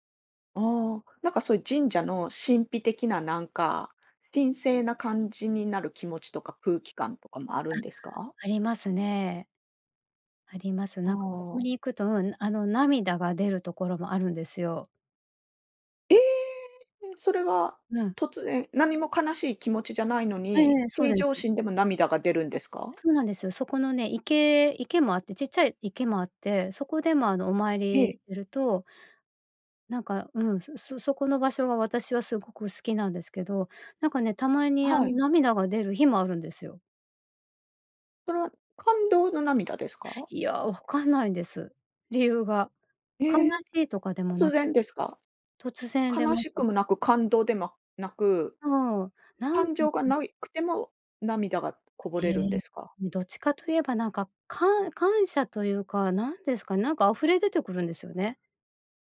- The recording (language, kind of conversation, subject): Japanese, podcast, 散歩中に見つけてうれしいものは、どんなものが多いですか？
- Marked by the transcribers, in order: other noise; unintelligible speech